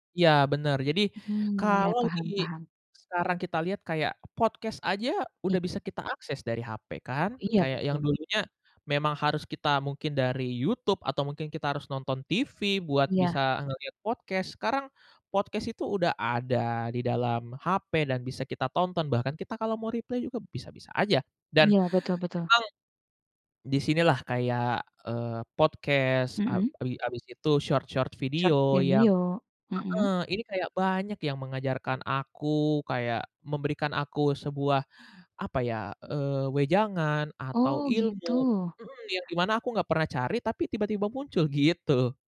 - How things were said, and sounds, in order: in English: "podcast"; other background noise; in English: "podcast"; in English: "reply"; in English: "podcast"; in English: "short-short"; in English: "Short"
- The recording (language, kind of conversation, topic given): Indonesian, podcast, Bagaimana media dapat membantu kita lebih mengenal diri sendiri?